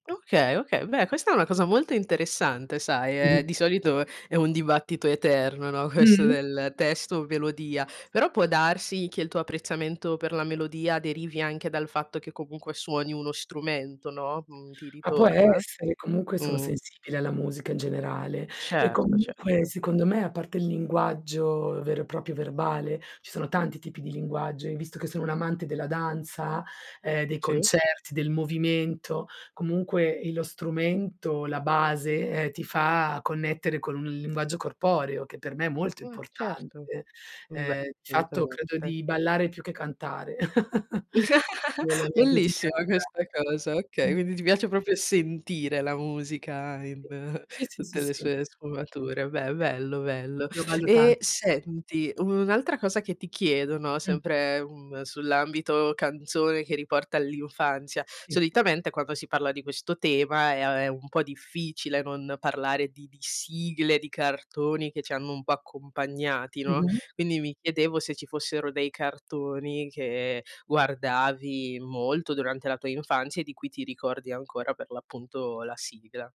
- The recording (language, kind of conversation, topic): Italian, podcast, Qual è la canzone che ti riporta subito all'infanzia?
- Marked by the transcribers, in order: unintelligible speech; laughing while speaking: "questo"; "assolutamente" said as "solutamente"; chuckle; laugh; other background noise